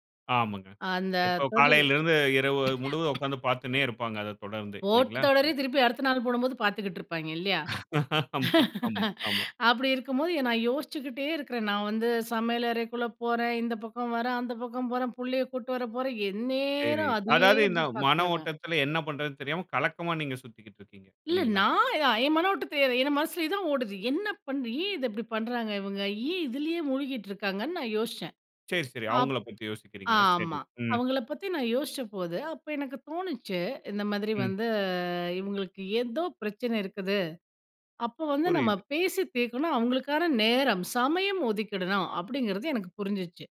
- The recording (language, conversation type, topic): Tamil, podcast, சமயம், பணம், உறவு ஆகியவற்றில் நீண்டகாலத்தில் நீங்கள் எதை முதன்மைப்படுத்துவீர்கள்?
- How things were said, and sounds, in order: cough; laugh; drawn out: "எந்நேரம்"